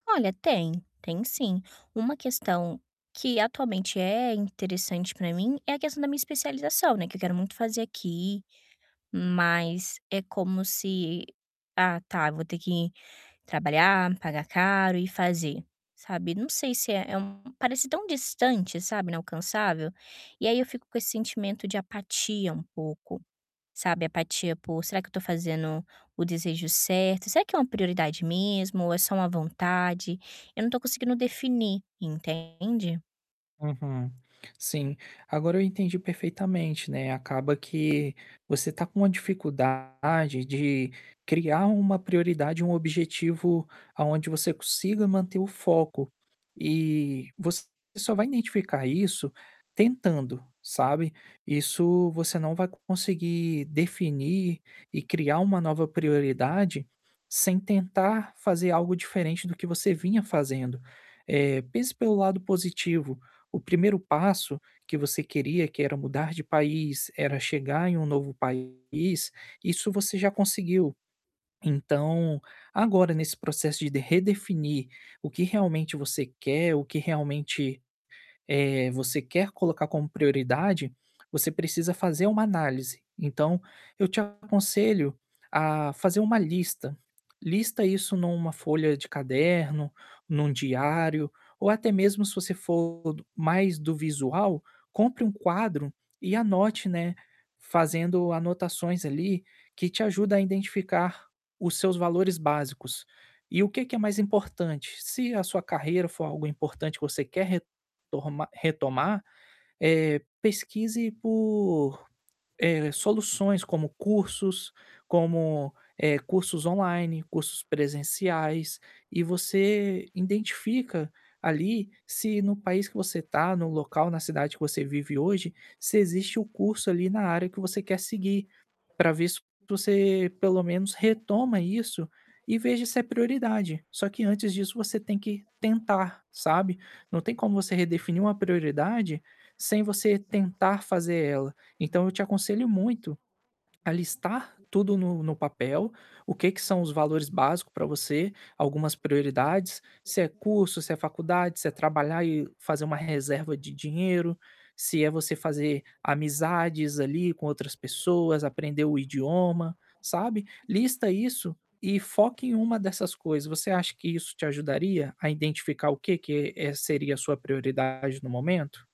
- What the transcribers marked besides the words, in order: tapping; distorted speech; static; other background noise
- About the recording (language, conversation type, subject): Portuguese, advice, Como posso redefinir minhas prioridades e objetivos pessoais agora?
- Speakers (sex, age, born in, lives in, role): female, 25-29, Brazil, Spain, user; male, 25-29, Brazil, Spain, advisor